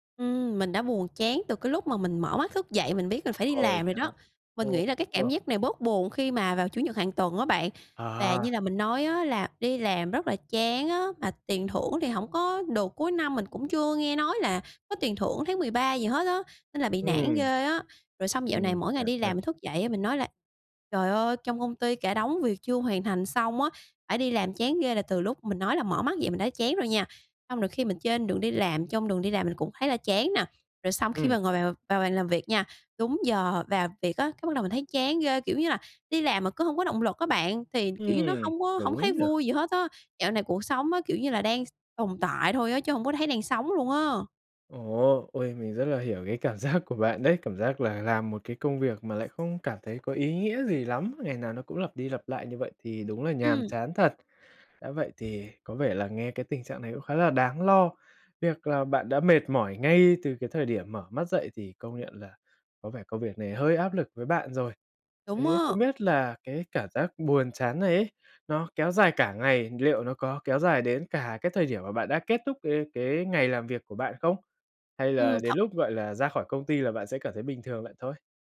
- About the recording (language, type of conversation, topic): Vietnamese, advice, Làm sao để chấp nhận cảm giác buồn chán trước khi bắt đầu làm việc?
- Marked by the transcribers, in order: other background noise; tapping; laughing while speaking: "giác"; background speech